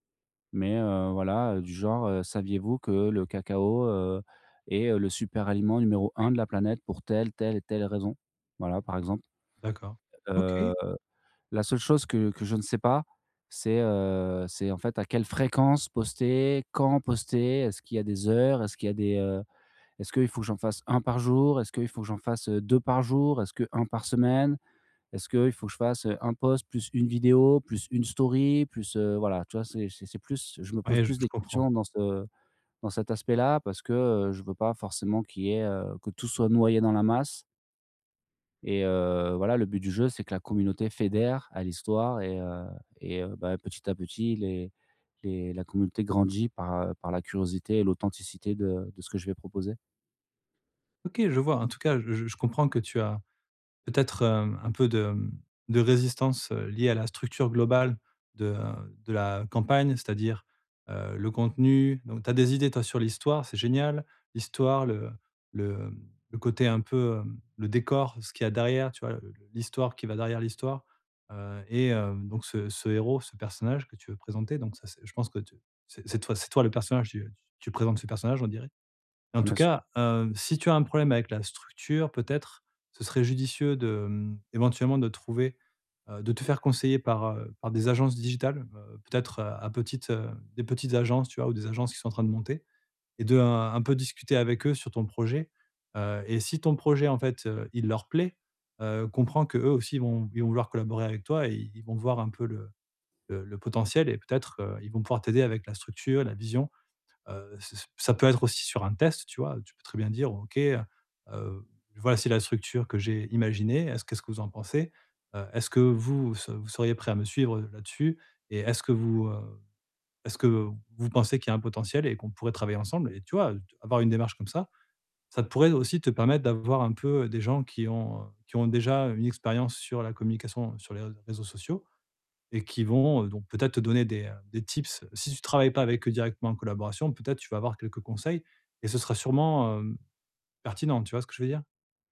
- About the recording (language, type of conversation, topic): French, advice, Comment puis-je réduire mes attentes pour avancer dans mes projets créatifs ?
- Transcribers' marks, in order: other background noise; drawn out: "heu"; stressed: "grandit"; stressed: "test"; tapping